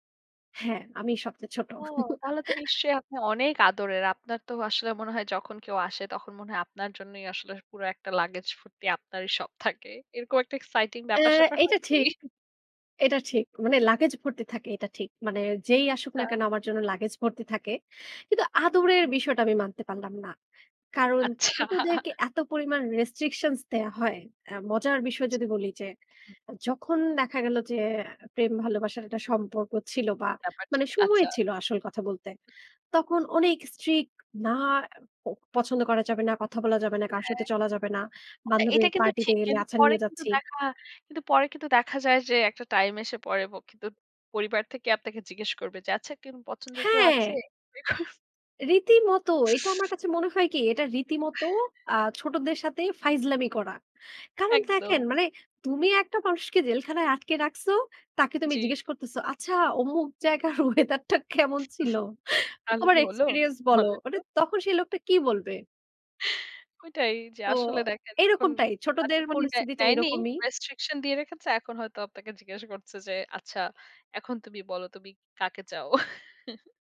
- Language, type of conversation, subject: Bengali, podcast, পরিবারের সঙ্গে আপনার কোনো বিশেষ মুহূর্তের কথা বলবেন?
- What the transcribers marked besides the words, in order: chuckle; tapping; chuckle; unintelligible speech; laughing while speaking: "আচ্ছা"; in English: "restrictions"; other background noise; in English: "strict"; chuckle; sniff; other noise; laughing while speaking: "ওয়েদারটা কেমন ছিল? তোমার এক্সপেরিয়েন্স বলো"; chuckle; laughing while speaking: "বলেন তো?"; chuckle; chuckle